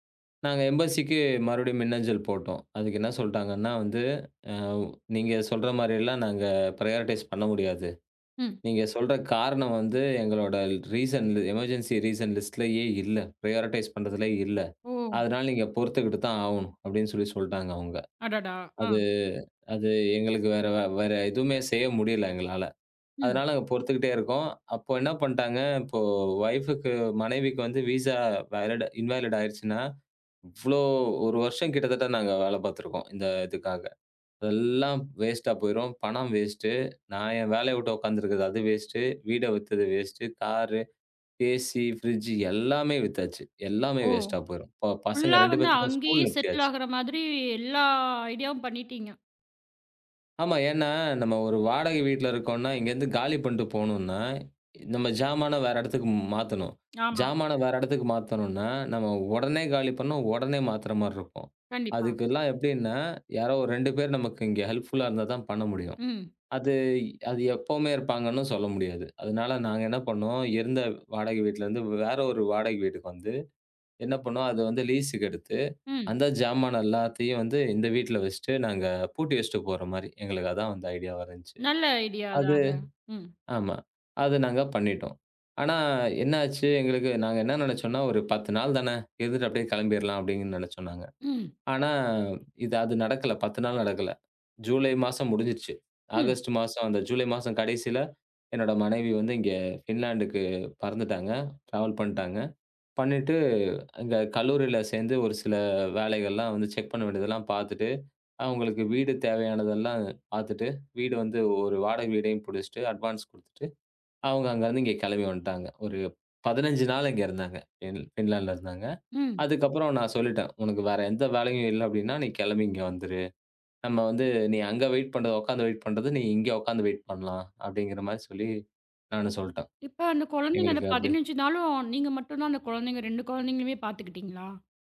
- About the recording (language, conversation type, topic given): Tamil, podcast, விசா பிரச்சனை காரணமாக உங்கள் பயணம் பாதிக்கப்பட்டதா?
- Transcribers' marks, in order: in English: "எம்பசிக்கு"; in English: "ப்ரியாரடைஸ்"; in English: "ரீசன் எமெர்ஜின்சி ரீசன் லிஸ்ட்லயே"; in English: "ப்ரியாரடைஸ்"; in English: "விசா இன்வேலிட்"; in English: "ஹெல்ப்புல்"; in English: "லீஸ்க்கு"; in English: "ஐடியா"; in English: "ஐடியா"; in English: "டிராவல்"; in English: "செக்"; in English: "அட்வான்ஸ்"; in English: "வெயிட்"; in English: "வெயிட்"; in English: "வெயிட்"